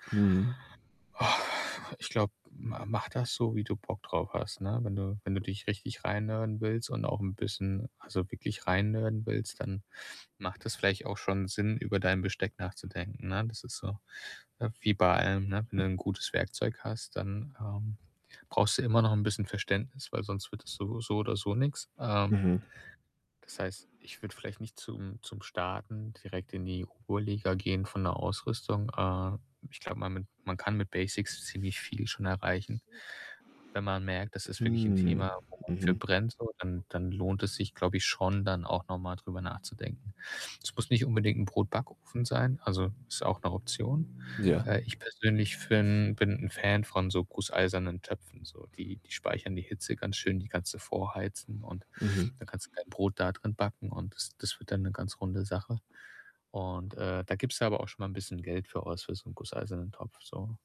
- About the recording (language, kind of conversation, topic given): German, podcast, Was sollte ich als Anfänger beim Brotbacken wissen?
- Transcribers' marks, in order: static; sigh; other background noise; in English: "Basics"; distorted speech; tapping; other street noise